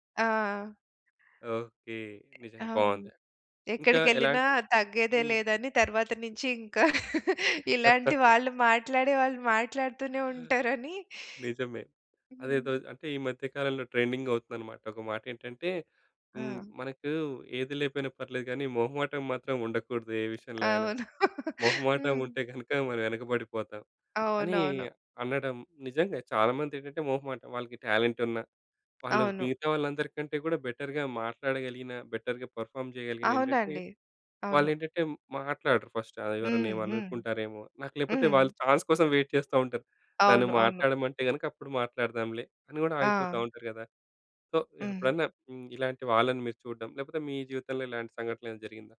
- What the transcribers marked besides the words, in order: other background noise; chuckle; other noise; tapping; chuckle; in English: "టాలెంట్"; in English: "బెటర్‌గా"; in English: "బెటర్‌గా పెర్ఫార్మ్"; in English: "ఛాన్స్"; in English: "వెయిట్"; in English: "సో"
- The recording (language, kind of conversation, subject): Telugu, podcast, ప్రజల ప్రతిస్పందన భయం కొత్తగా ప్రయత్నించడంలో ఎంతవరకు అడ్డంకి అవుతుంది?